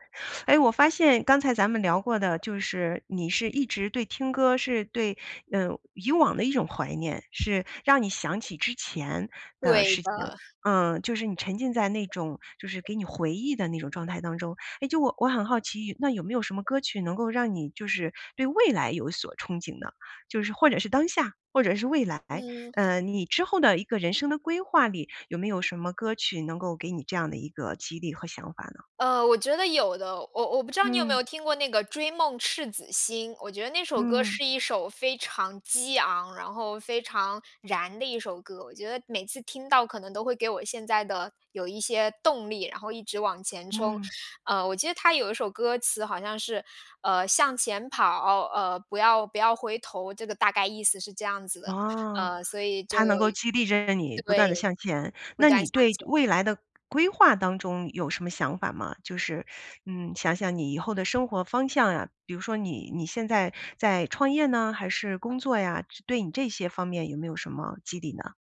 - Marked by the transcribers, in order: teeth sucking; other noise
- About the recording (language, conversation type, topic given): Chinese, podcast, 有没有那么一首歌，一听就把你带回过去？